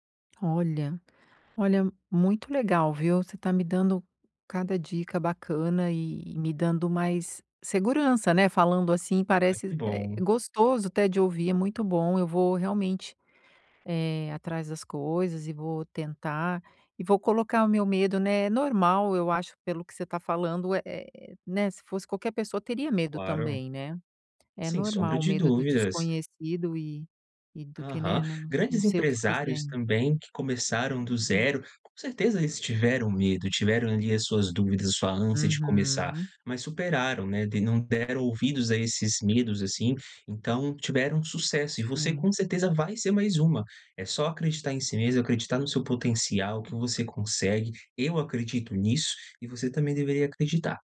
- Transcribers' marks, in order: none
- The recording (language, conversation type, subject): Portuguese, advice, Como posso superar o medo de começar um hobby novo?
- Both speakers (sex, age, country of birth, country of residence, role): female, 50-54, Brazil, United States, user; male, 30-34, Brazil, Portugal, advisor